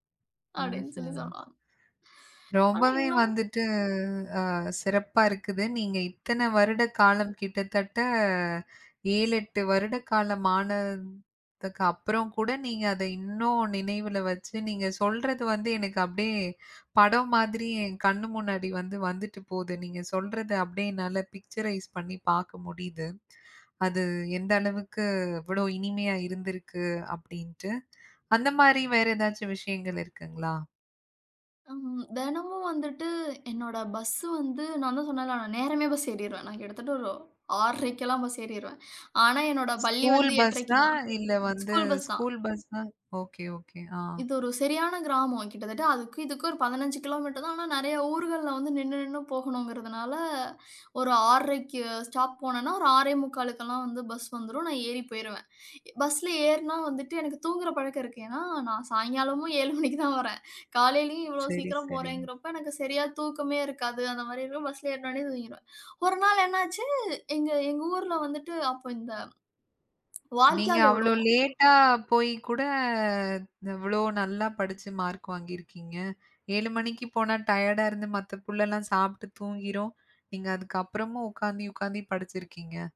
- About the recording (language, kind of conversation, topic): Tamil, podcast, காலப்போக்கில் மேலும் இனிமையாகத் தோன்றத் தொடங்கிய நினைவு எது?
- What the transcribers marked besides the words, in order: laughing while speaking: "அப்டின்னு சொல்லி சொல்வாங்க"; in English: "பிக்சரைஸ்"; other noise; laughing while speaking: "நான் சாயங்காலமும் ஏழு மணிக்கு தான் வரேன்"; anticipating: "ஒரு நாள் என்னாச்சு"; drawn out: "கூட"